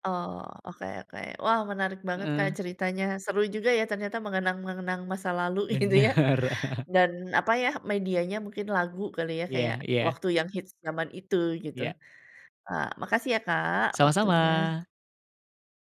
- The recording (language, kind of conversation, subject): Indonesian, podcast, Lagu apa yang selalu membuat kamu merasa nostalgia, dan mengapa?
- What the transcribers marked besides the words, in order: chuckle; laughing while speaking: "gitu, ya"; other background noise